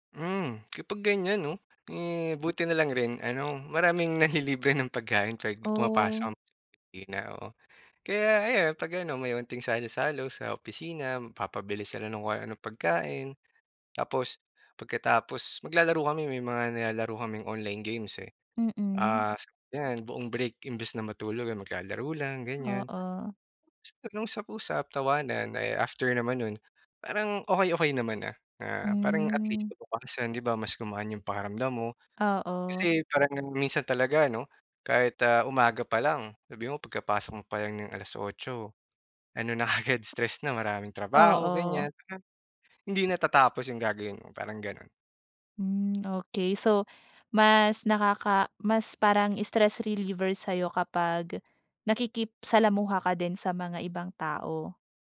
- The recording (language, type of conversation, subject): Filipino, podcast, Paano mo pinamamahalaan ang stress sa trabaho?
- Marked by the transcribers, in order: other background noise